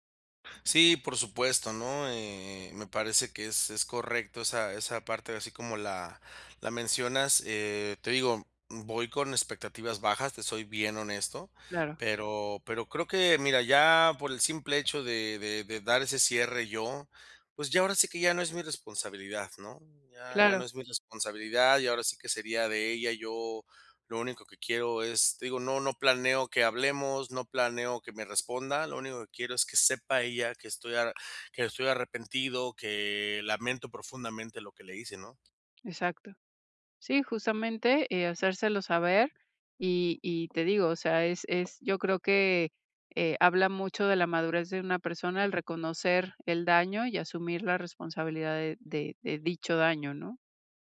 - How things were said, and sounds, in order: tapping
- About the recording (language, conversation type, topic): Spanish, advice, ¿Cómo puedo disculparme correctamente después de cometer un error?